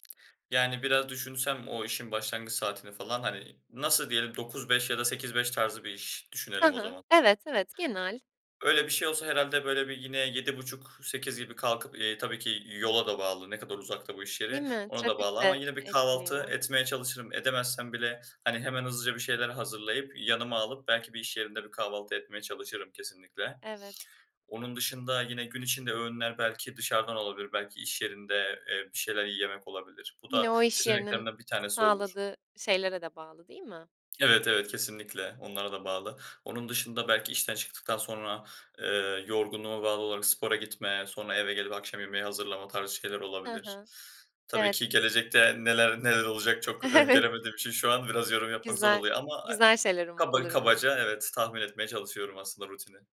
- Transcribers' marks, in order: other background noise; laughing while speaking: "neler"; laughing while speaking: "Evet"
- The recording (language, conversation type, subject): Turkish, podcast, Sabah rutinin gününü nasıl etkiliyor, anlatır mısın?